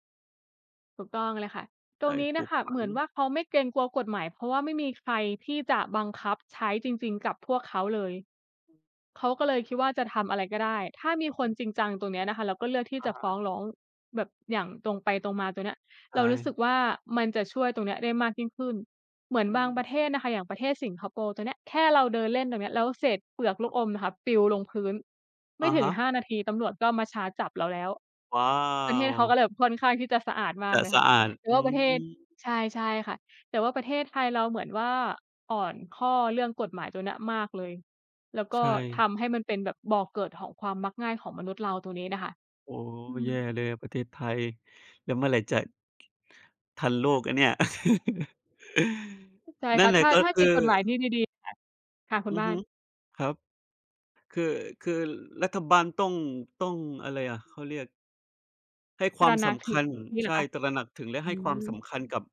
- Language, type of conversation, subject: Thai, unstructured, คุณรู้สึกอย่างไรเมื่อเห็นคนทิ้งขยะลงในแม่น้ำ?
- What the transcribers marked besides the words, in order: other background noise; chuckle